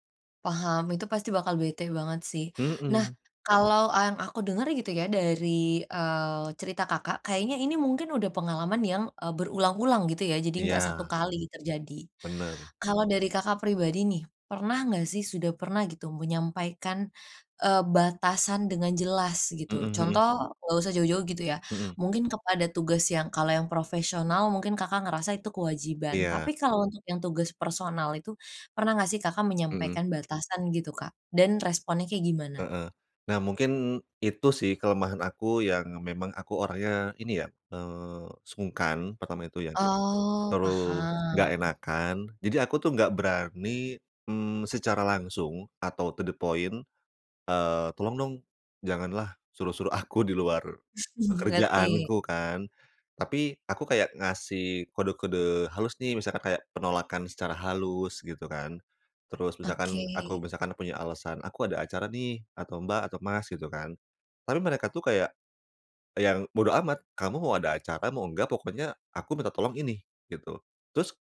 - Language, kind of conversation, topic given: Indonesian, advice, Bagaimana cara menentukan prioritas tugas ketika semuanya terasa mendesak?
- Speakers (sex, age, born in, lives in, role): female, 20-24, Indonesia, Indonesia, advisor; male, 30-34, Indonesia, Indonesia, user
- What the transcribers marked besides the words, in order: in English: "to the point"; laughing while speaking: "aku"; chuckle